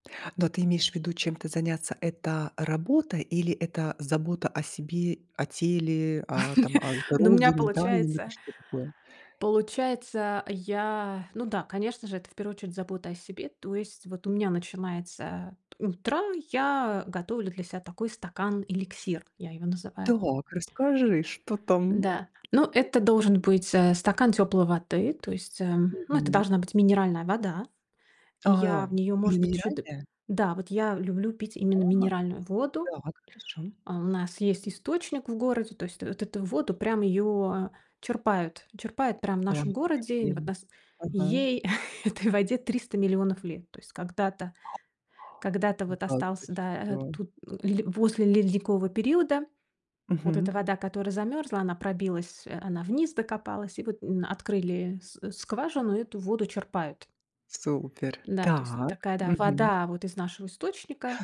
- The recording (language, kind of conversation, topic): Russian, podcast, Как ты выстраиваешь свою утреннюю рутину?
- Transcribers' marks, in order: laugh; tapping; laughing while speaking: "этой воде"; other background noise